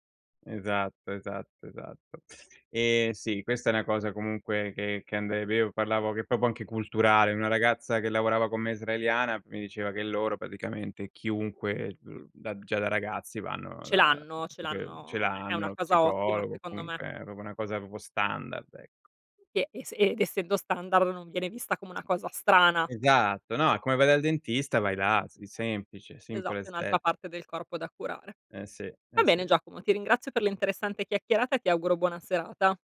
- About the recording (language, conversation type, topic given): Italian, unstructured, Come affronti i momenti di tristezza o di delusione?
- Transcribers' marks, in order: tapping; "vero" said as "veo"; "proprio" said as "propo"; other background noise; "proprio" said as "propo"; "proprio" said as "propo"; in English: "simple as that"